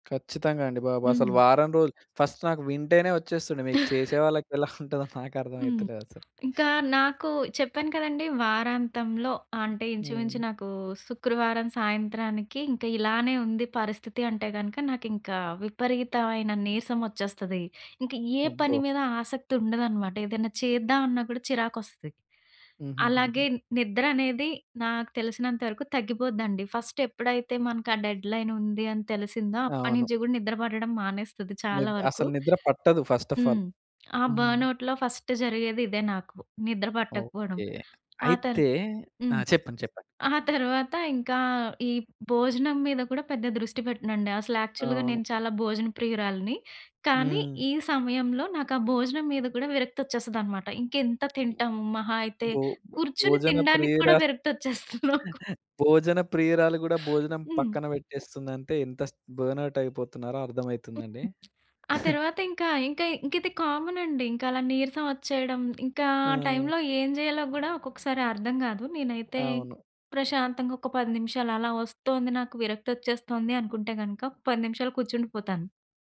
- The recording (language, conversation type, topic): Telugu, podcast, బర్న్‌ఆవుట్ లక్షణాలు కనిపించినప్పుడు మీకు ఎలా అనిపిస్తుంది?
- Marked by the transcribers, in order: in English: "ఫస్ట్"; chuckle; tapping; in English: "డెడ్‌లైన్"; in English: "ఫస్ట్ ఆఫ్ ఆల్"; in English: "బర్నౌట్‌లో ఫస్ట్"; in English: "యాక్చువల్‌గా"; laughing while speaking: "విరక్తొచ్చేస్తుంది నాకు"; chuckle; in English: "బర్నౌట్"; other noise; chuckle; in English: "కామన్"